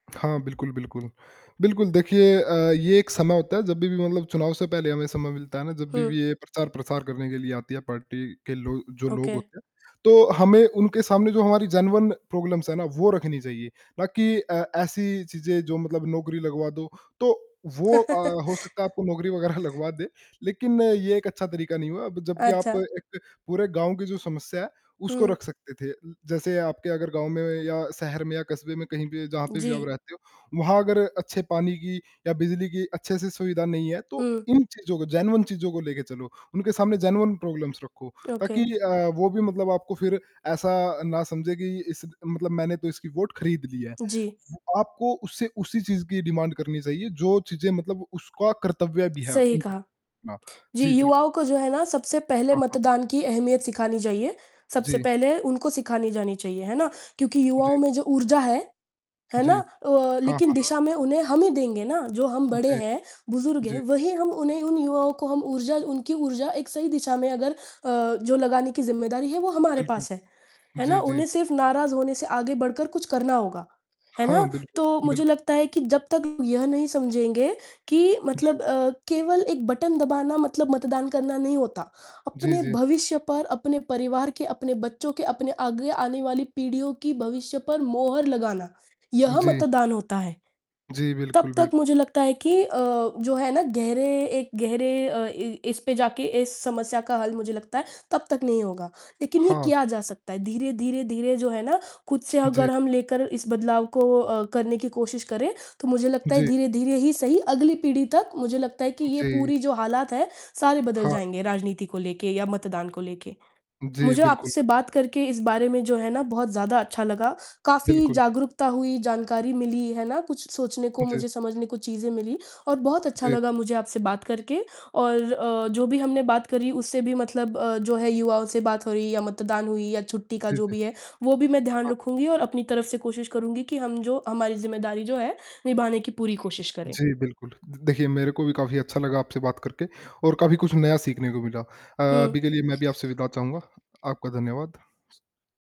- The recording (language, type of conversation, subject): Hindi, unstructured, आपको क्यों लगता है कि चुनावों में वोट देना ज़रूरी है?
- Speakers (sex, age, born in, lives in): female, 20-24, India, India; male, 20-24, India, India
- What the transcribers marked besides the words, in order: tapping; in English: "ओके"; in English: "पार्टी"; mechanical hum; in English: "जेन्युइन प्रॉब्लम्स"; chuckle; other background noise; laughing while speaking: "वग़ैरह"; other noise; static; distorted speech; in English: "जेन्युइन"; in English: "ओके"; in English: "जेन्युइन प्रॉब्लम्स"; in English: "डिमांड"